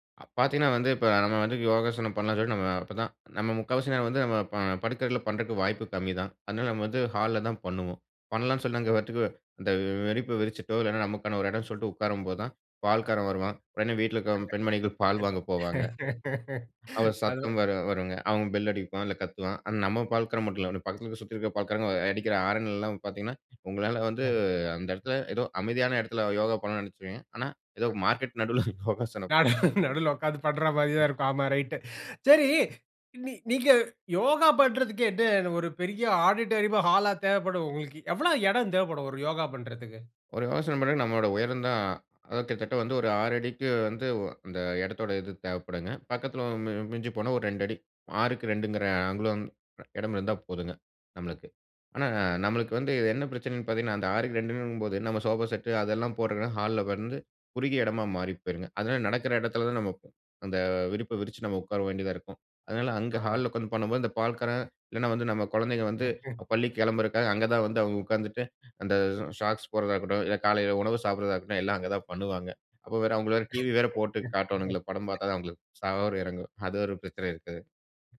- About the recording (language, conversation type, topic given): Tamil, podcast, சிறிய வீடுகளில் இடத்தைச் சிக்கனமாகப் பயன்படுத்தி யோகா செய்ய என்னென்ன எளிய வழிகள் உள்ளன?
- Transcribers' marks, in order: unintelligible speech; other background noise; laugh; laughing while speaking: "அது"; unintelligible speech; laughing while speaking: "நடுவுல யோகாசனம் பண்ற"; laughing while speaking: "நானும் நடுவுல உட்கார்ந்து பண்றாமாரி தான் … ஆடிட்டோரியமா! ஹாலா தேவைப்படும்?"; wind; in English: "ஆடிட்டோரியமா!"; laugh; laugh; "சோறு" said as "சவறு"